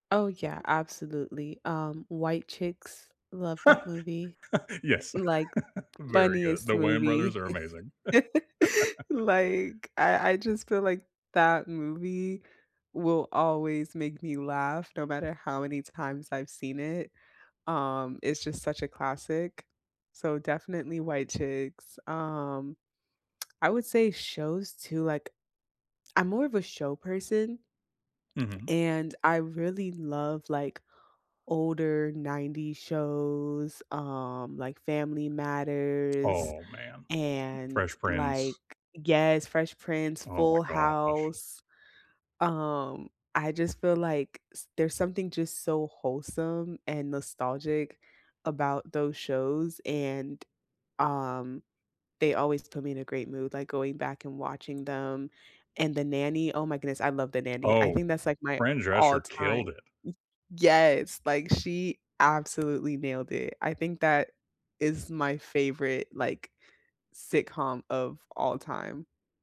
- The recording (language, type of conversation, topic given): English, unstructured, Which comfort characters do you turn to when you need cheering up, and why do they help?
- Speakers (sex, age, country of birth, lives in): female, 20-24, United States, United States; male, 30-34, United States, United States
- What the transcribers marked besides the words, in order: laugh; laugh; other noise; tapping; stressed: "all"